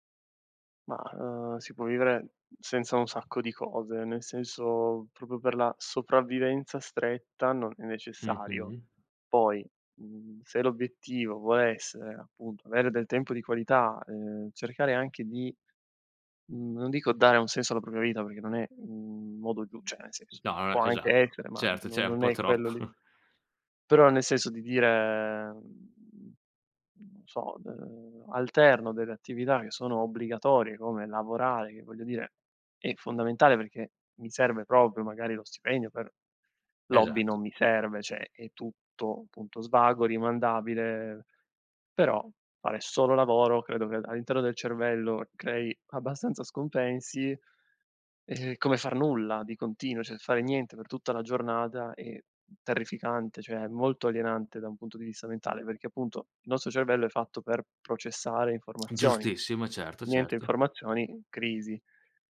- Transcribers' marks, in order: tapping; other background noise; "cioè" said as "ceh"; "cioè" said as "ceh"; laughing while speaking: "troppo"; "cioè" said as "ceh"; "cioè" said as "ceh"; tsk
- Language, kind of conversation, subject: Italian, podcast, Com'è nata la tua passione per questo hobby?